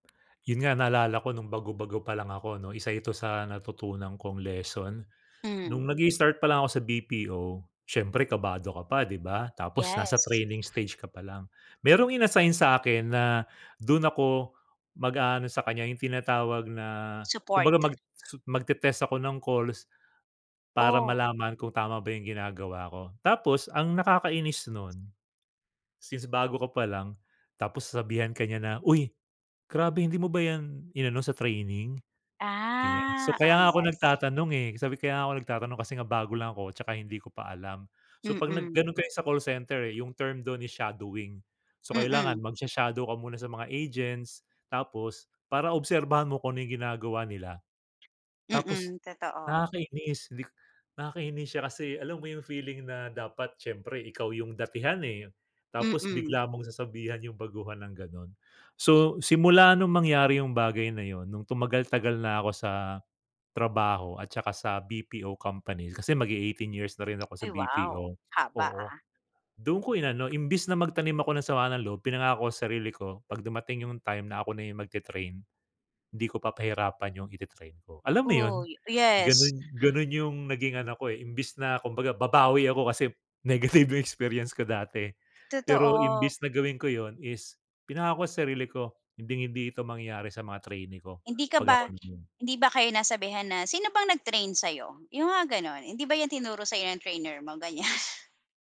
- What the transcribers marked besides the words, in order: laughing while speaking: "negative"; laughing while speaking: "Ganiyan"
- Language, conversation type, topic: Filipino, podcast, Paano ka nagdedesisyon kung lilipat ka ba ng trabaho o mananatili?